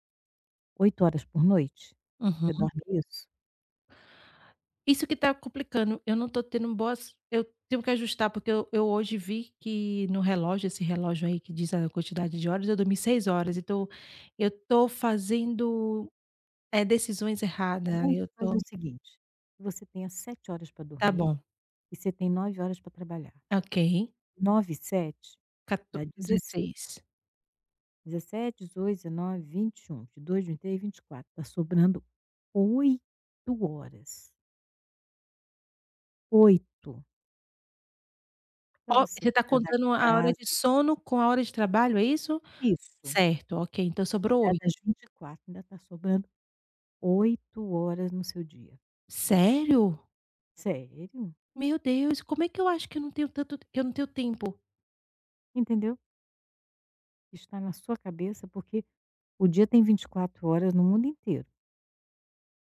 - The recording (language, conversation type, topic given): Portuguese, advice, Como posso decidir entre compromissos pessoais e profissionais importantes?
- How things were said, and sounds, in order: tapping; other background noise